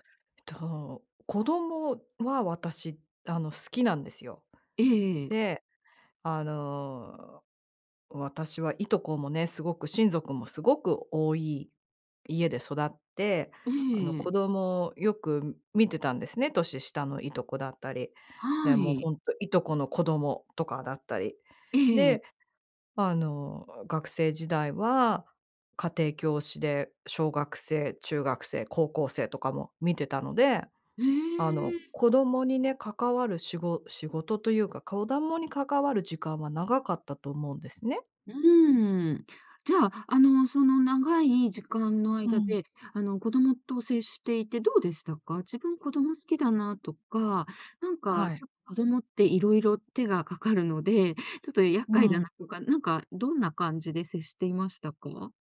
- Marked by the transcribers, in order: none
- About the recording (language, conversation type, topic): Japanese, podcast, 子どもを持つか迷ったとき、どう考えた？